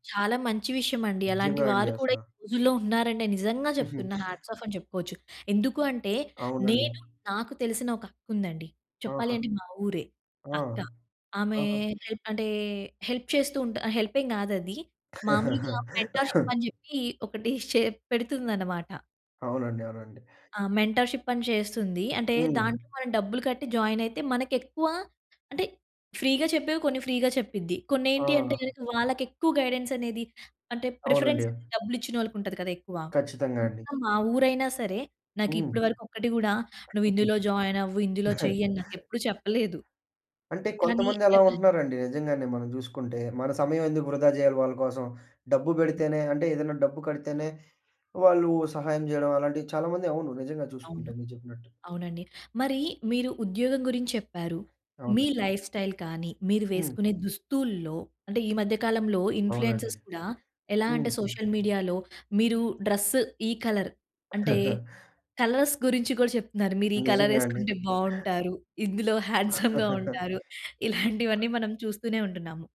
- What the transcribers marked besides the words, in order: giggle; in English: "హాట్స్ ఆఫ్"; drawn out: "ఆమే"; in English: "హెల్ప్"; chuckle; cough; in English: "మెంటర్‌షిప్"; chuckle; in English: "మెంటర్‍షిప్"; in English: "జాయిన్"; in English: "ఫ్రీగా"; in English: "ఫ్రీగా"; in English: "గైడెన్స్"; in English: "ప్రిఫరెన్స్"; in English: "జాయిన్"; other background noise; laugh; in English: "లైఫ్ స్టైల్"; in English: "ఇన్ఫ్లూయెన్సర్స్"; in English: "మీడియాలో"; in English: "డ్రెస్"; in English: "కలర్"; in English: "కలర్స్"; laugh; in English: "కలర్"; laughing while speaking: "ఇందులో హ్యాండ్సమ్‌గా ఉంటారు, ఇలాంటివన్నీ"; in English: "హ్యాండ్సమ్‌గా"; laugh
- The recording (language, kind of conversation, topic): Telugu, podcast, సోషల్ మీడియాలో చూపుబాటలు మీ ఎంపికలను ఎలా మార్చేస్తున్నాయి?